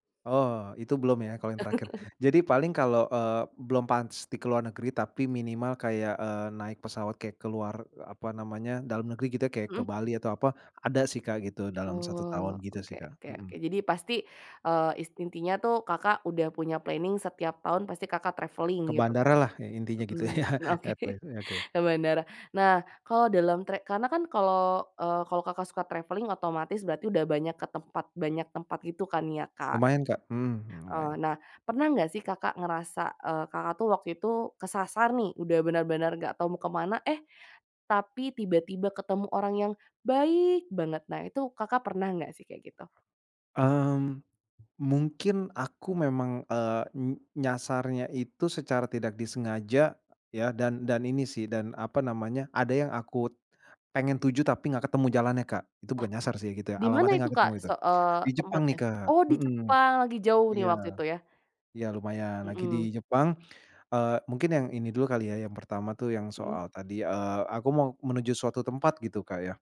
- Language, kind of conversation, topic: Indonesian, podcast, Siapa orang paling berkesan yang pernah membantu kamu saat kamu tersesat?
- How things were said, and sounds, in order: laugh; in English: "planning"; in English: "travelling"; laughing while speaking: "Oke"; laughing while speaking: "gitu ya"; in English: "travelling"; other background noise